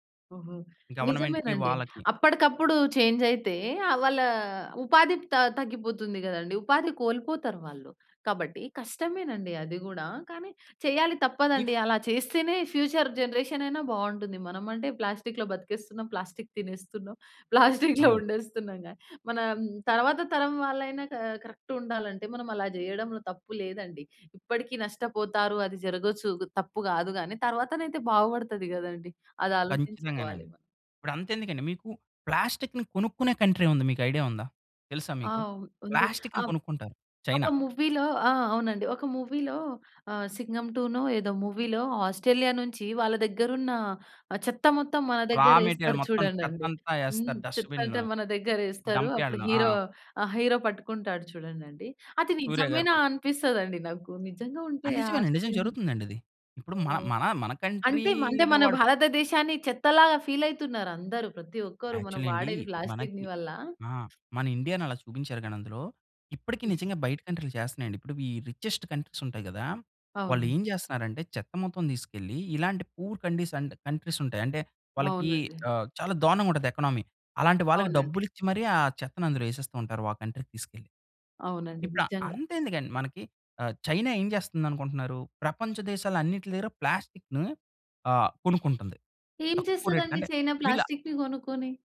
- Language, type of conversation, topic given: Telugu, podcast, ప్లాస్టిక్ తగ్గించడానికి రోజువారీ ఎలాంటి మార్పులు చేయవచ్చు?
- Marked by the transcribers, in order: in English: "చేంజ్"; other background noise; in English: "ఫ్యూచర్ జనరేషన్"; unintelligible speech; in English: "ప్లాస్టిక్‌లో"; in English: "ప్లాస్టిక్"; laughing while speaking: "ప్లాస్టిక్‌లో ఉండేస్తున్నాం గానీ"; in English: "ప్లాస్టిక్‌లో"; in English: "క కరెక్ట్"; "ఖచ్ఛితంగానండి" said as "ఖంచ్చితంగానండి"; in English: "ప్లాస్టిక్‌ని"; in English: "కంట్రీ"; in English: "ఐడియా"; in English: "ప్లాస్టిక్‌ని"; in English: "మూవీ‌లో"; in English: "మూవీ‌లో"; in English: "మూవీ‌లో"; in English: "రామెటీరియల్"; laughing while speaking: "చూడండండి. హ్మ్. చెత్త అంటే మన … నిజమేనా అనిపిస్తదండి నాకు"; in English: "డస్ట్‌బిన్‌లో. డంప్ యార్డ్‌లో"; in English: "హీరో"; in English: "హీరో"; unintelligible speech; unintelligible speech; in English: "కంట్రీ‌లో"; drawn out: "కంట్రీ‌లో"; in English: "ఫీల్"; in English: "యాక్చువల్లి"; in English: "ప్లాస్టిక్‌ని"; other noise; in English: "రిచెస్ట్ కంట్రీస్"; in English: "పూర్"; in English: "కంట్రీస్"; tapping; in English: "ఎకనమీ"; in English: "కంట్రీ‌కి"; in English: "ప్లాస్టిక్‌ని"; in English: "రేట్‌కి"; in English: "ప్లాస్టిక్‌ని"